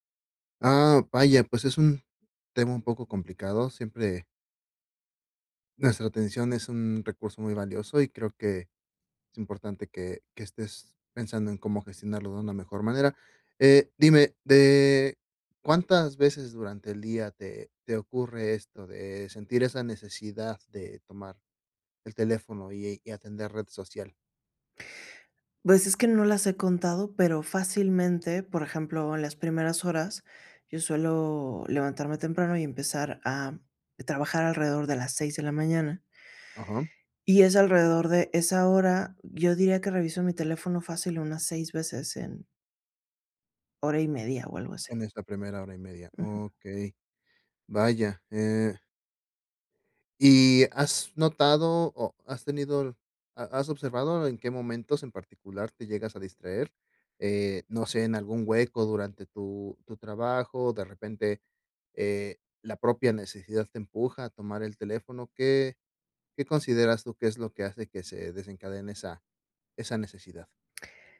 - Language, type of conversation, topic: Spanish, advice, ¿Cómo puedo evitar distraerme con el teléfono o las redes sociales mientras trabajo?
- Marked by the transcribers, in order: none